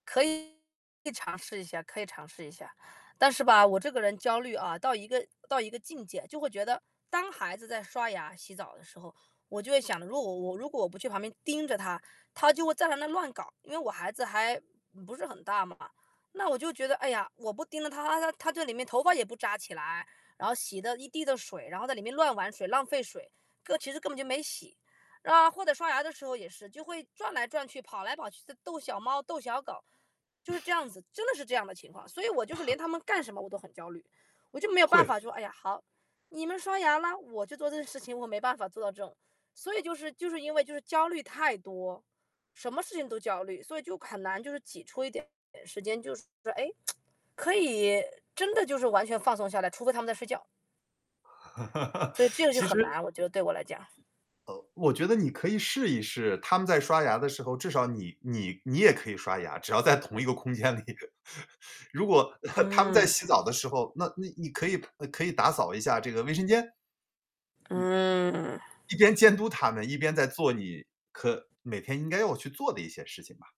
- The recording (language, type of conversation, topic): Chinese, advice, 你睡前思绪不断、焦虑得难以放松入睡时，通常是什么情况导致的？
- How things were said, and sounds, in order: distorted speech; static; chuckle; chuckle; tsk; laugh; laughing while speaking: "空间里"; laugh; chuckle